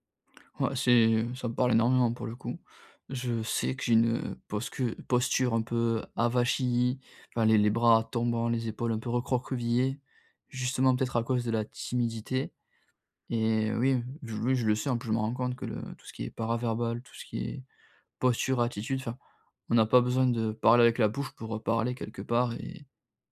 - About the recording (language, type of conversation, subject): French, advice, Comment surmonter ma timidité pour me faire des amis ?
- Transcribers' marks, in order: other background noise